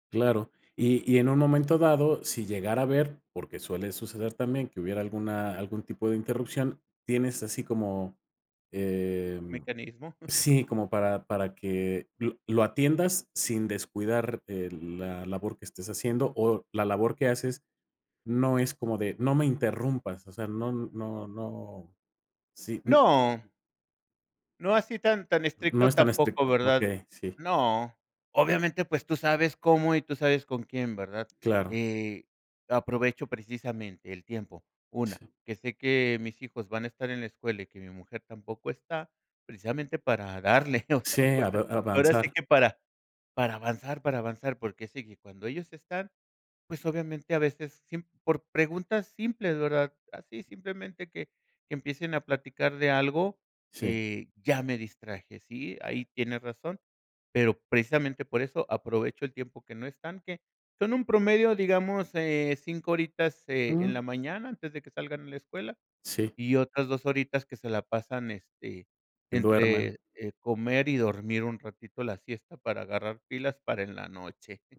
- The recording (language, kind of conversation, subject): Spanish, podcast, ¿Cómo organizas tu espacio de trabajo en casa?
- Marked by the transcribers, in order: laugh; other background noise; laughing while speaking: "darle"; unintelligible speech; chuckle